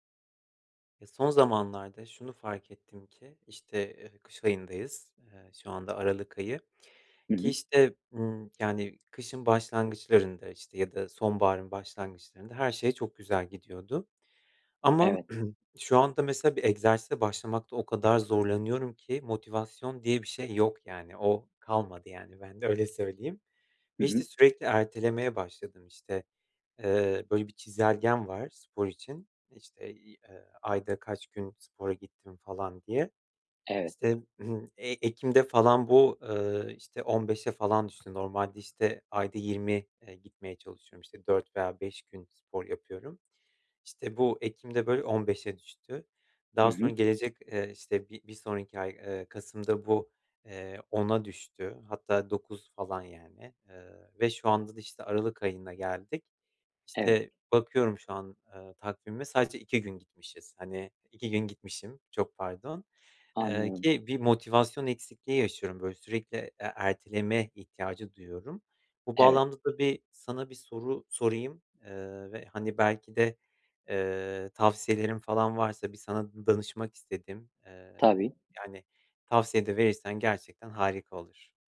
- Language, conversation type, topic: Turkish, advice, Egzersize başlamakta zorlanıyorum; motivasyon eksikliği ve sürekli ertelemeyi nasıl aşabilirim?
- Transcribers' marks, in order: throat clearing; throat clearing